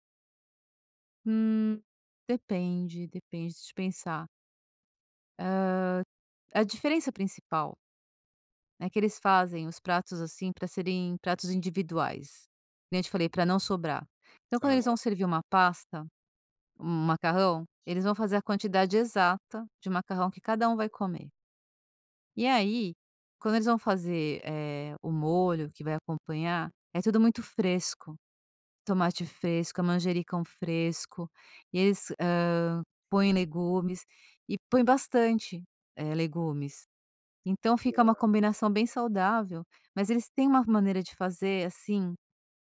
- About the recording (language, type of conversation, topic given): Portuguese, podcast, Você pode me contar sobre uma refeição em família que você nunca esquece?
- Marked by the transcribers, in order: tapping; unintelligible speech